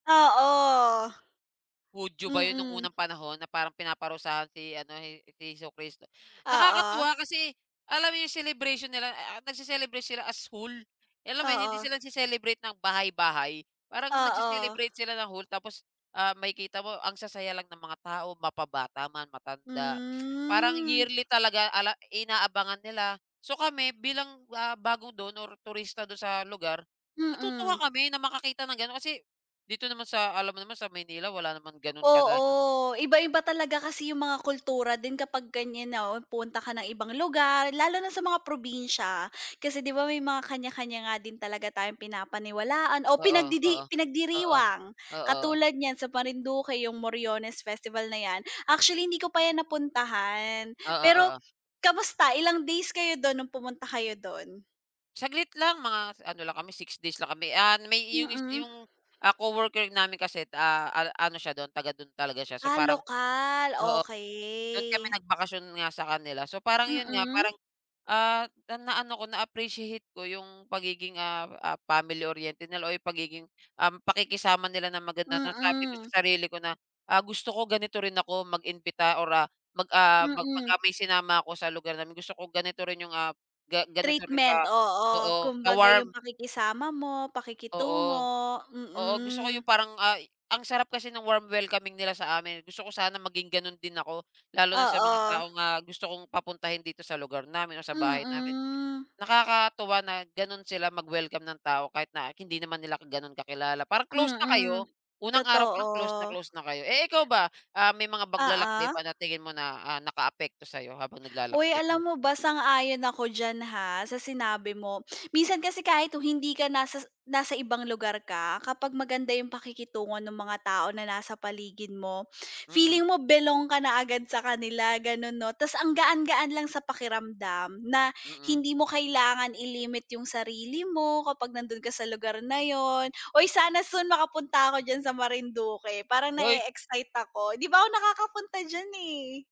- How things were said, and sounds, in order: tapping; "Marinduque" said as "parinduque"; "paglalakbay" said as "baglalakbay"; sniff; other background noise
- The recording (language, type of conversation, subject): Filipino, unstructured, Ano ang pinakatumatak mong karanasan sa paglalakbay?